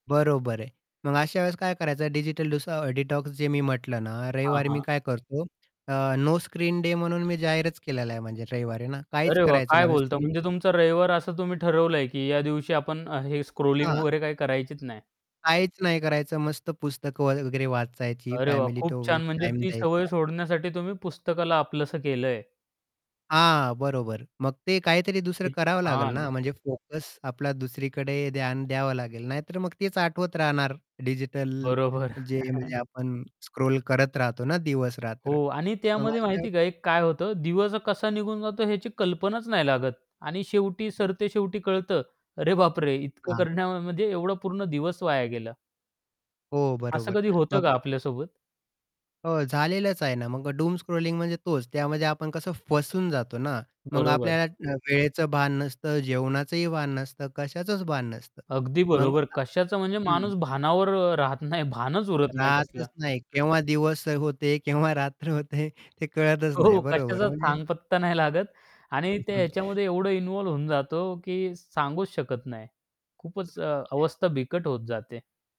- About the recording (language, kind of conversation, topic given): Marathi, podcast, डूमस्क्रोलिंगची सवय सोडण्यासाठी तुम्ही काय केलं किंवा काय सुचवाल?
- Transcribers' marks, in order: static; in English: "डिजिटल डीसो डिटॉक्स"; distorted speech; in English: "स्क्रोलिंग"; tapping; chuckle; in English: "स्क्रोल"; laughing while speaking: "अरे, बापरे!"; in English: "डूम स्क्रॉलिंग"; laughing while speaking: "केव्हा रात्र होते ते कळतच नाही बरोबर म्हणजे"; other background noise